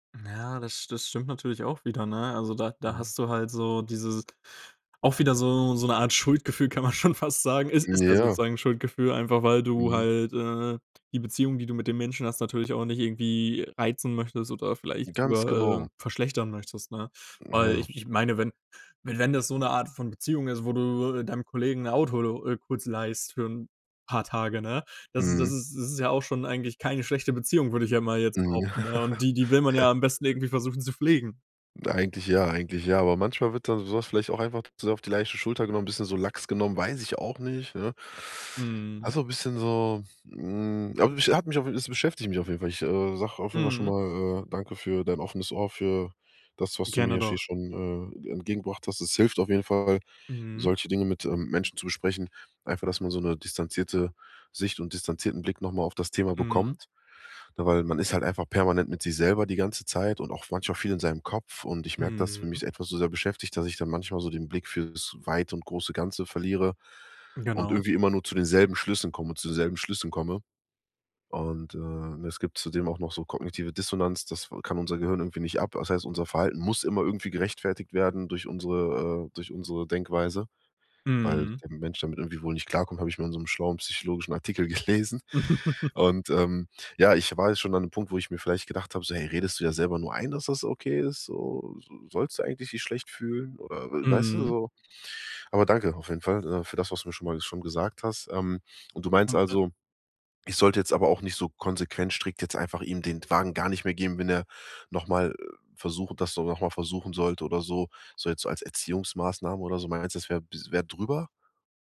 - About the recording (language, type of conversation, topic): German, advice, Wie kann ich bei Freunden Grenzen setzen, ohne mich schuldig zu fühlen?
- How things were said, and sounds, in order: other background noise; laughing while speaking: "man schon fast sagen"; unintelligible speech; laugh; laughing while speaking: "gelesen"; laugh; unintelligible speech